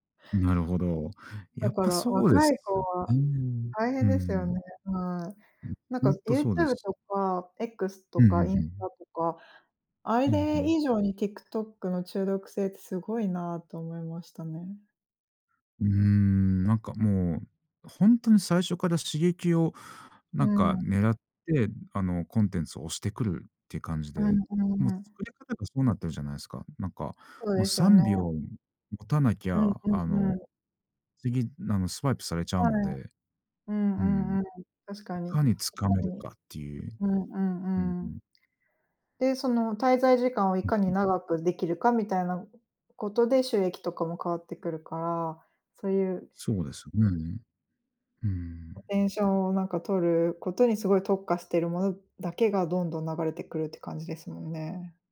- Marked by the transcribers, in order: none
- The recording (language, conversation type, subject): Japanese, unstructured, 毎日のスマホの使いすぎについて、どう思いますか？